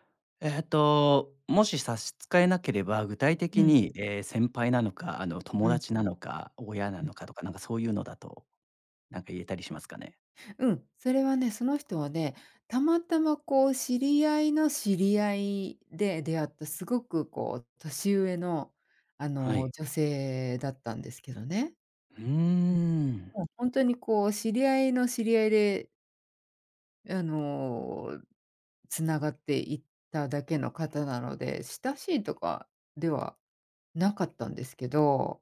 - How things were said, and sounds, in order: none
- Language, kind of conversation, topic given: Japanese, podcast, 良いメンターの条件って何だと思う？